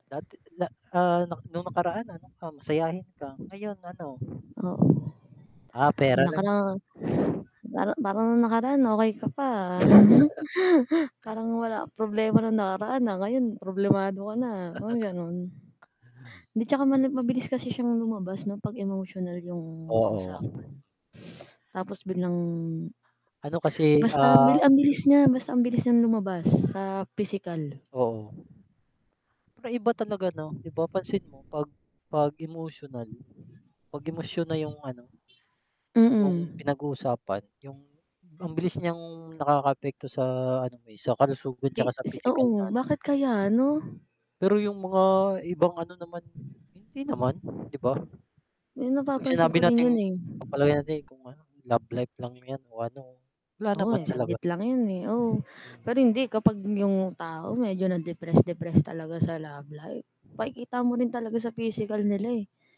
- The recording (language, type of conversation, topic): Filipino, unstructured, Mas pipiliin mo bang maging masaya pero walang pera, o maging mayaman pero laging malungkot?
- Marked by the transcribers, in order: wind; other background noise; static; chuckle; chuckle; sniff; tapping; other noise